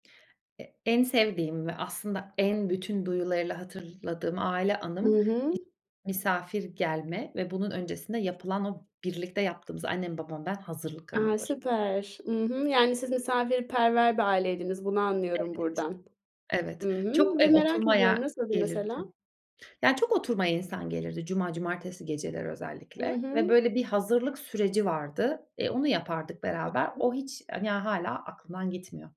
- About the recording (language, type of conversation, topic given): Turkish, podcast, En sevdiğin aile anın hangisi?
- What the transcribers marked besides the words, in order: other background noise; unintelligible speech; tapping; unintelligible speech